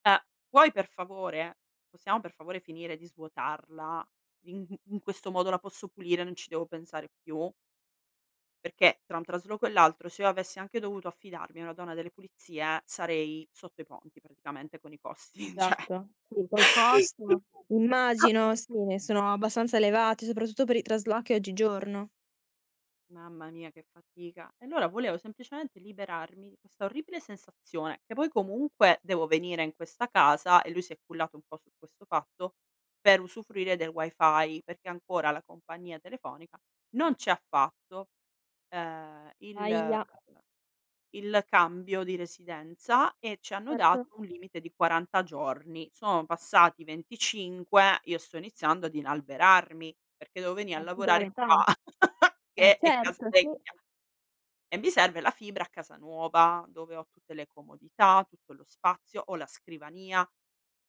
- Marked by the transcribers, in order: laughing while speaking: "costi, ceh"; "Esatto" said as "satto"; "cioè" said as "ceh"; other background noise; chuckle; cough
- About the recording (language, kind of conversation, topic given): Italian, advice, Come si manifestano i conflitti di coppia legati allo stress del trasloco e alle nuove responsabilità?